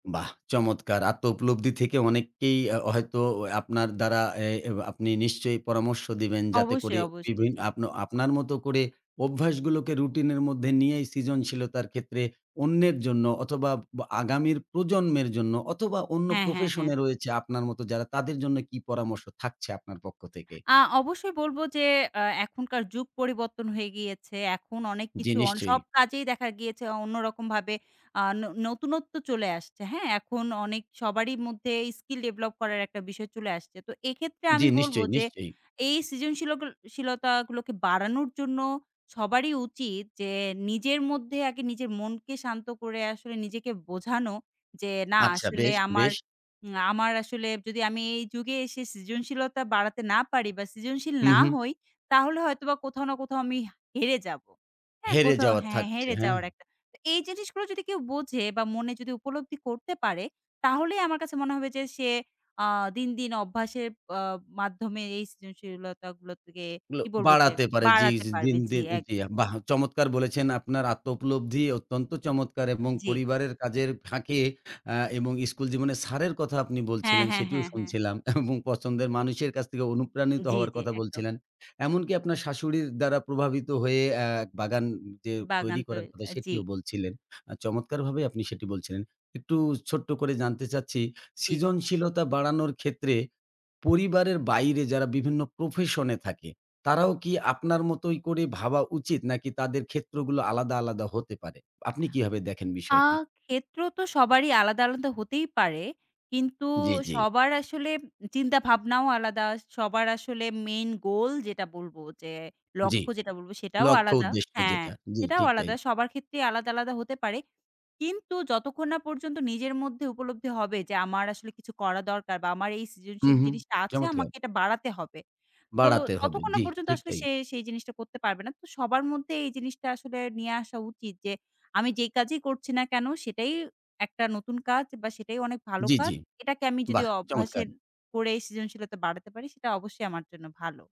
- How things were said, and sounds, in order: in English: "প্রফেশন"; in English: "স্কিল ডেভেলপ"; other background noise; in English: "মেইন গোল"
- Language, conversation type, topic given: Bengali, podcast, কোন অভ্যাসগুলো আপনার সৃজনশীলতা বাড়ায়?